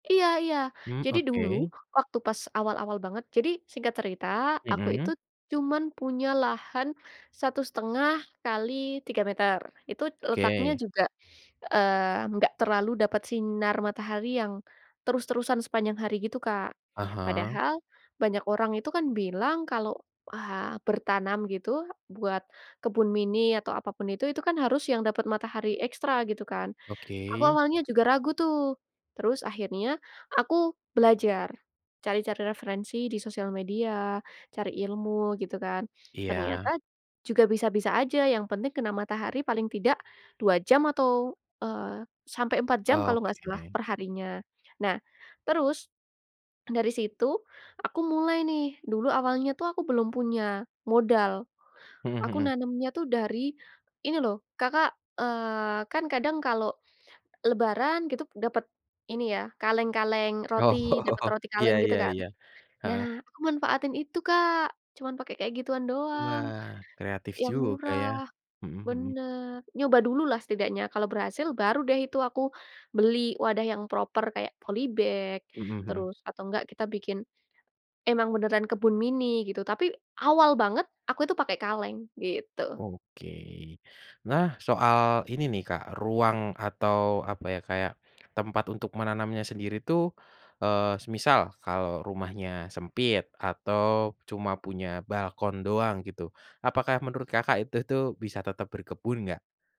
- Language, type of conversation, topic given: Indonesian, podcast, Bagaimana langkah sederhana untuk mulai berkebun di rumah?
- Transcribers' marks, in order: tapping; laughing while speaking: "Oh"; in English: "proper"; in English: "poly bag"